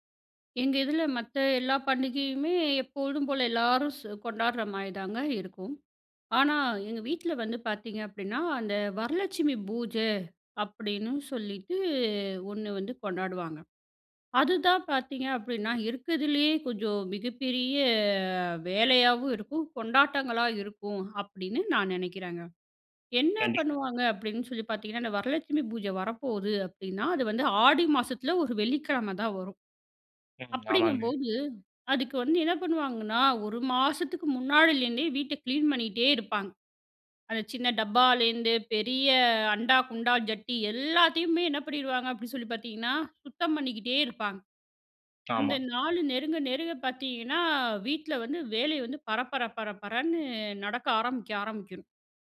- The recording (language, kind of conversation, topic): Tamil, podcast, வீட்டில் வழக்கமான தினசரி வழிபாடு இருந்தால் அது எப்படிச் நடைபெறுகிறது?
- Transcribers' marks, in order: other background noise; drawn out: "சொல்லிட்டு"; drawn out: "மிகப்பெரிய"; in English: "கிளீன்"